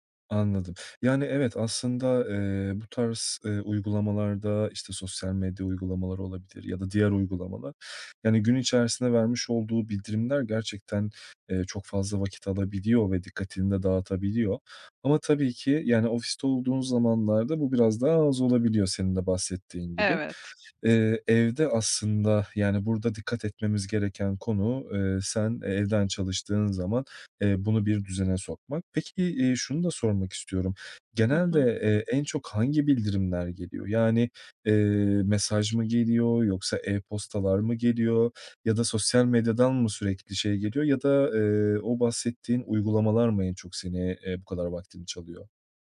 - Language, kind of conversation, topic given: Turkish, advice, Telefon ve bildirimleri kontrol edemediğim için odağım sürekli dağılıyor; bunu nasıl yönetebilirim?
- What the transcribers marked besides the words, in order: tapping; other background noise